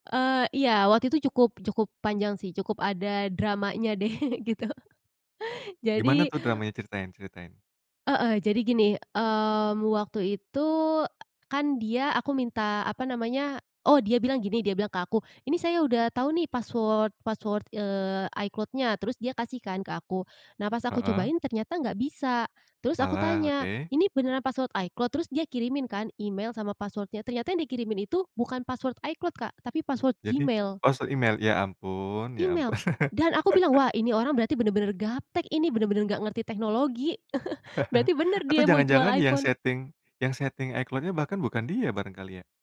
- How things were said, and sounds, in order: laughing while speaking: "deh, gitu"; tapping; chuckle; chuckle
- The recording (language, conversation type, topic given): Indonesian, podcast, Ceritakan, hobi apa yang paling membuat waktumu terasa berharga?